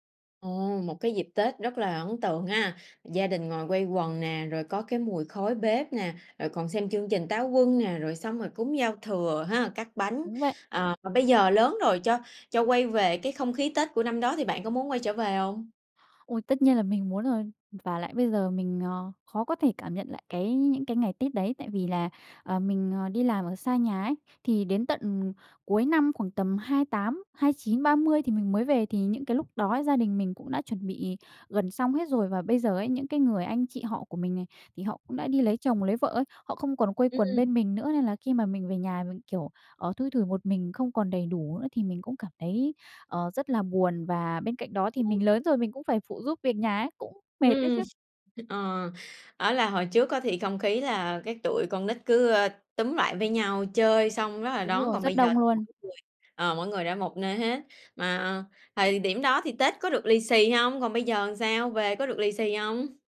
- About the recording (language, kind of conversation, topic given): Vietnamese, podcast, Bạn có thể kể về một kỷ niệm Tết gia đình đáng nhớ của bạn không?
- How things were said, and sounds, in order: tapping; unintelligible speech; other noise